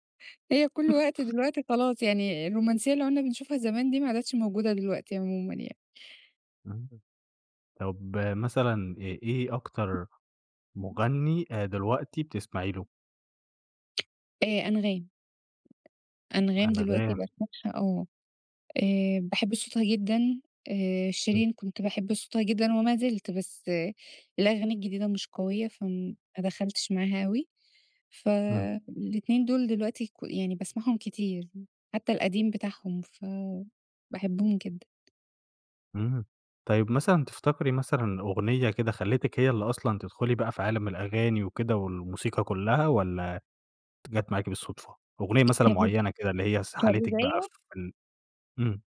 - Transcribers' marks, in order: other noise; tapping; unintelligible speech
- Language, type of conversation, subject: Arabic, podcast, إيه أول أغنية خلتك تحب الموسيقى؟